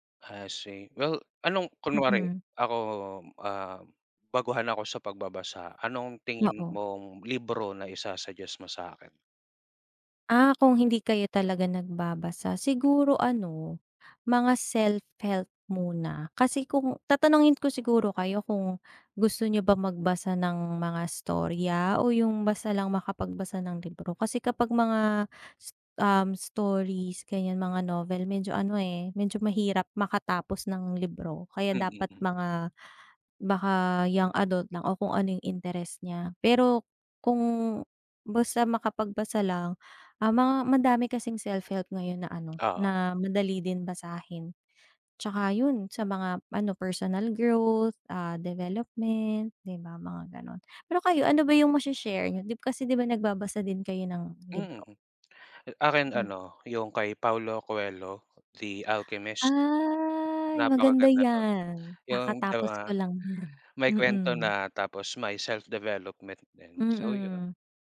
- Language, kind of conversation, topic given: Filipino, unstructured, Bakit mo gusto ang ginagawa mong libangan?
- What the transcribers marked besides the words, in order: other background noise; in English: "young adult"; drawn out: "Ay"; in English: "self development"